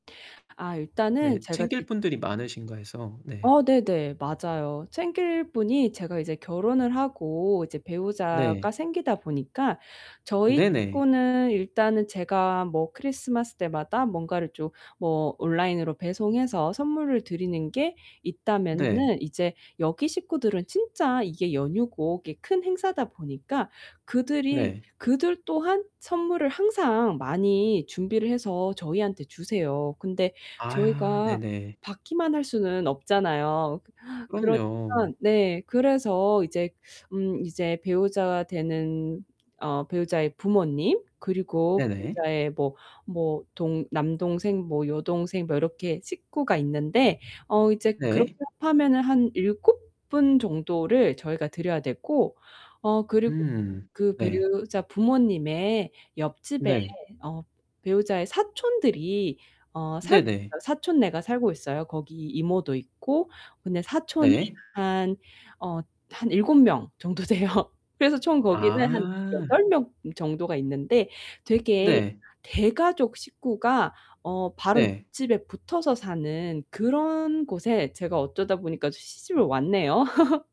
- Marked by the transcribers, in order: distorted speech; static; tapping; other background noise; laughing while speaking: "정도 돼요"; laugh
- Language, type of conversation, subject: Korean, advice, 선물·접대 부담으로 과도한 지출을 반복하는 이유는 무엇인가요?